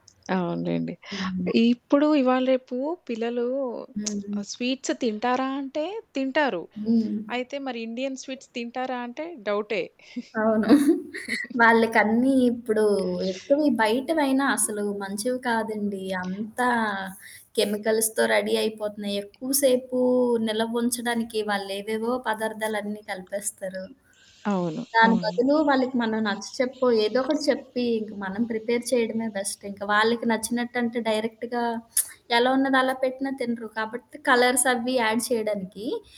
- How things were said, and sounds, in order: static; other background noise; lip smack; in English: "స్వీట్స్"; in English: "ఇండియన్ స్వీట్స్"; giggle; giggle; in English: "కెమికల్స్‌తొ రడీ"; lip smack; in English: "ప్రిపేర్"; in English: "బెస్ట్"; in English: "డైరెక్ట్‌గా"; lip smack; in English: "కలర్స్"; in English: "యాడ్"
- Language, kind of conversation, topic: Telugu, podcast, అతిథుల కోసం వంట చేసేటప్పుడు మీరు ప్రత్యేకంగా ఏం చేస్తారు?